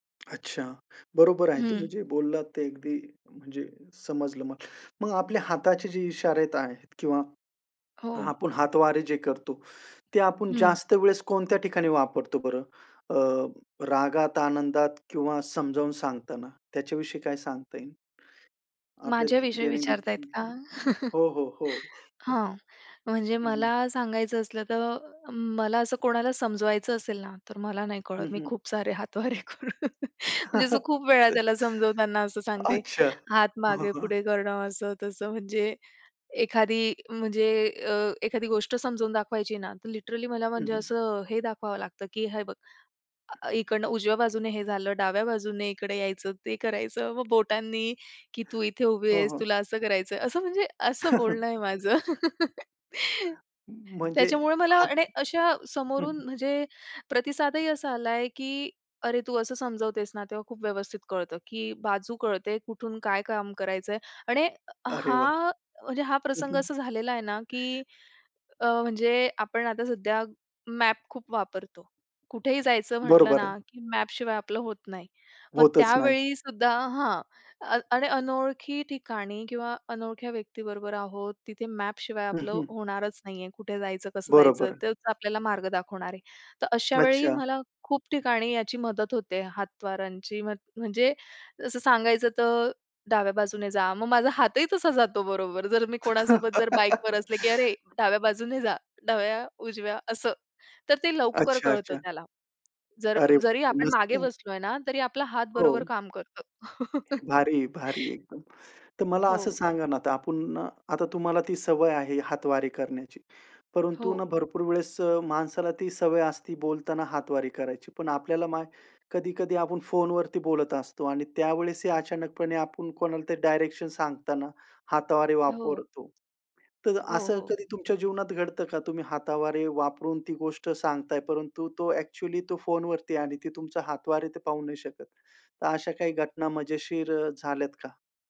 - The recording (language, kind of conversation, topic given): Marathi, podcast, हातांच्या हालचालींचा अर्थ काय असतो?
- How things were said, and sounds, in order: tapping; swallow; chuckle; other noise; laughing while speaking: "हातवारे करून"; chuckle; in English: "लिटरली"; chuckle; chuckle; drawn out: "हा"; laugh; unintelligible speech; chuckle